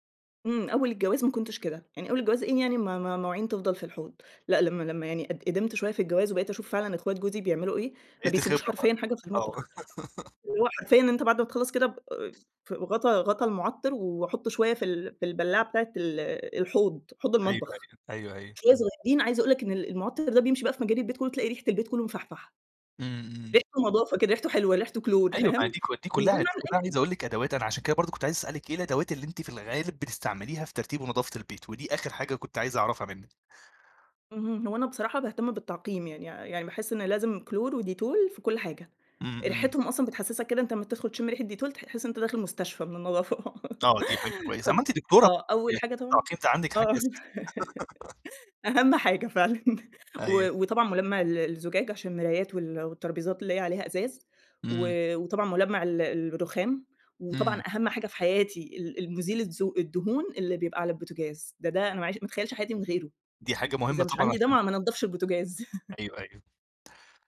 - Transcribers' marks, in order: laugh; tapping; laughing while speaking: "النضافة"; laugh; unintelligible speech; laughing while speaking: "آه، أهم حاجة فعلًا"; laugh; laugh
- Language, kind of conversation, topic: Arabic, podcast, إيه طريقتك في ترتيب البيت كل يوم؟